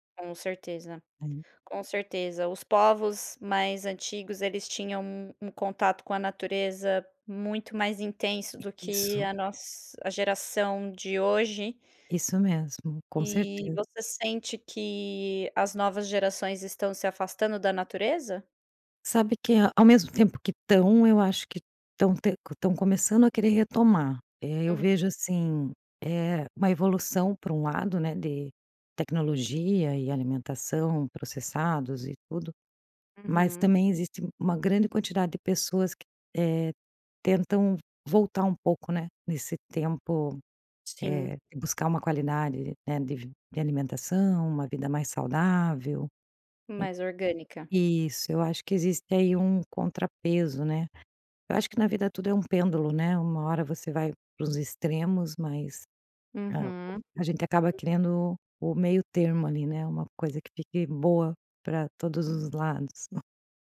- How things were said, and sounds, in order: other noise; tapping; unintelligible speech; unintelligible speech
- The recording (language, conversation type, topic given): Portuguese, podcast, Como a comida da sua infância marcou quem você é?